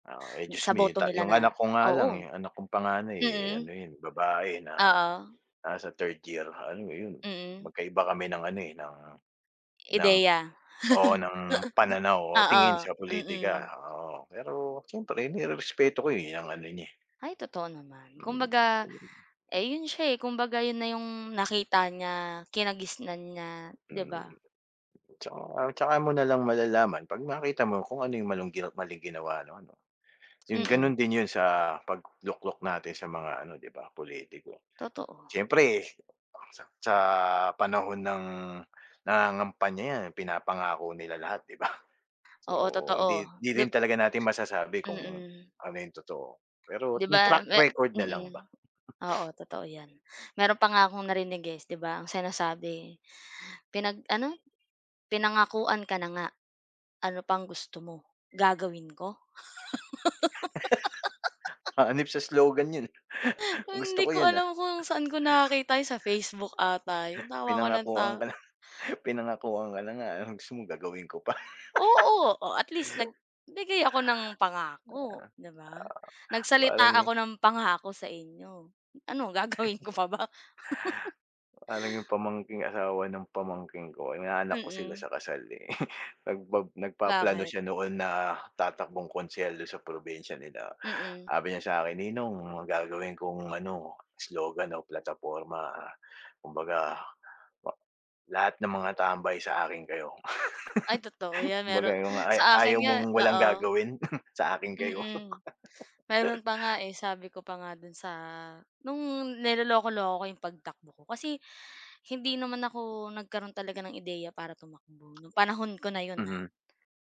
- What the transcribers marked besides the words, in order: laugh; tapping; laughing while speaking: "'di ba?"; sniff; laugh; chuckle; laughing while speaking: "na"; laugh; chuckle; laughing while speaking: "gagawin ko pa ba?"; chuckle; chuckle; laugh; chuckle; laugh
- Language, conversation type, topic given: Filipino, unstructured, Ano ang epekto ng korupsiyon sa pamahalaan sa ating bansa?